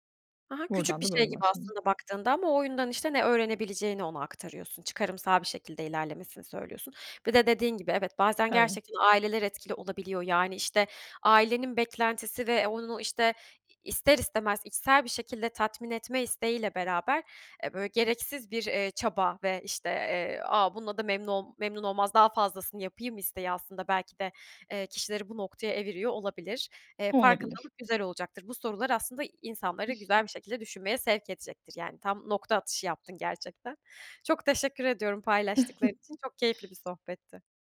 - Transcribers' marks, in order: chuckle; chuckle; other background noise; tapping
- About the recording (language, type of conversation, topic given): Turkish, podcast, Hatalardan ders çıkarmak için hangi soruları sorarsın?